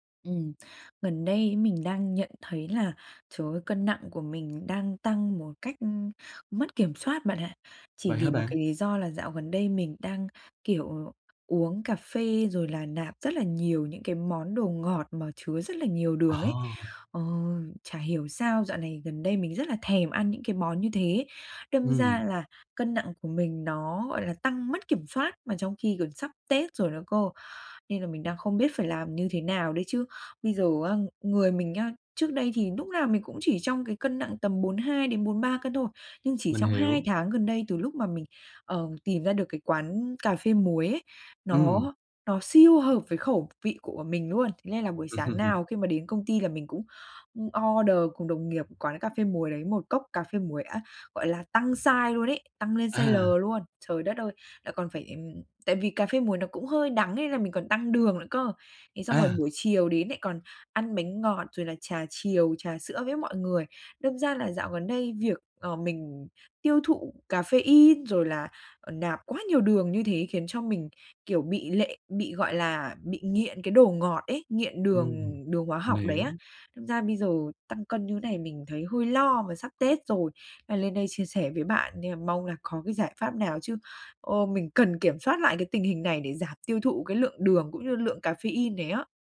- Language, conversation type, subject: Vietnamese, advice, Làm sao để giảm tiêu thụ caffeine và đường hàng ngày?
- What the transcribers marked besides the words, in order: tapping; chuckle; in English: "order"